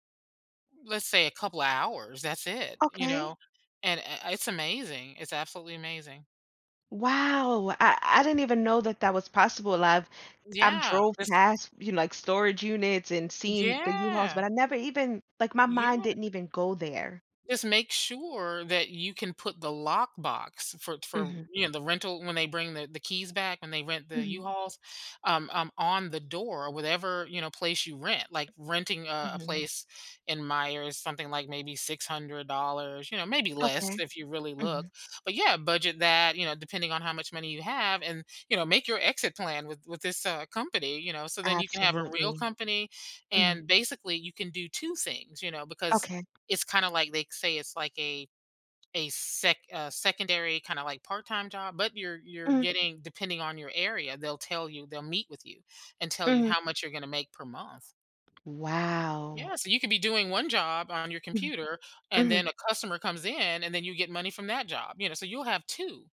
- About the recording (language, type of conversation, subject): English, advice, How can I get my contributions recognized at work?
- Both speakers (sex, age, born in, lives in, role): female, 35-39, United States, United States, user; female, 50-54, United States, United States, advisor
- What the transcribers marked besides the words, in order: unintelligible speech; tapping